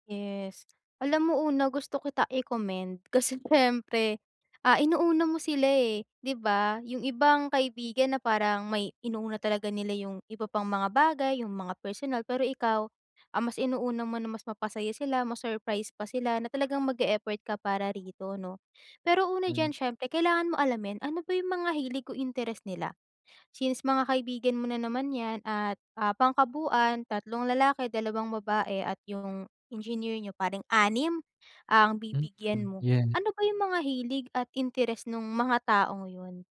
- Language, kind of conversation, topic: Filipino, advice, Paano ako pipili ng regalong tiyak na magugustuhan?
- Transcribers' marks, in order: tapping